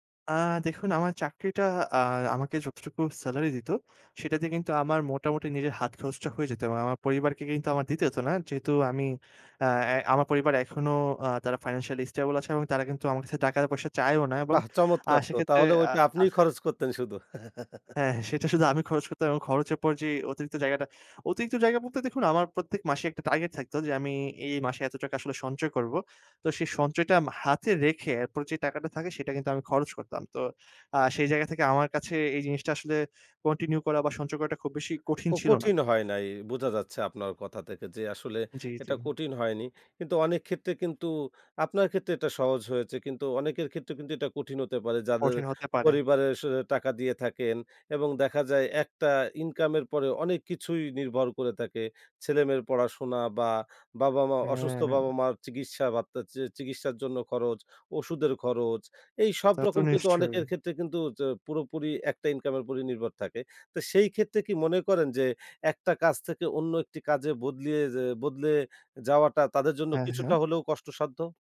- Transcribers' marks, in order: chuckle
- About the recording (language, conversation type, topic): Bengali, podcast, কাজ বদলানোর সময় আপনার আর্থিক প্রস্তুতি কেমন থাকে?